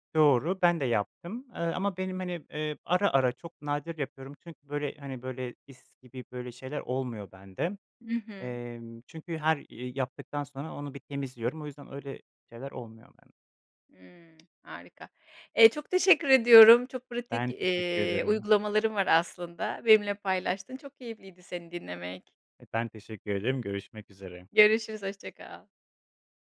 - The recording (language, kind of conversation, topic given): Turkish, podcast, Evde temizlik düzenini nasıl kurarsın?
- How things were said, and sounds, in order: other background noise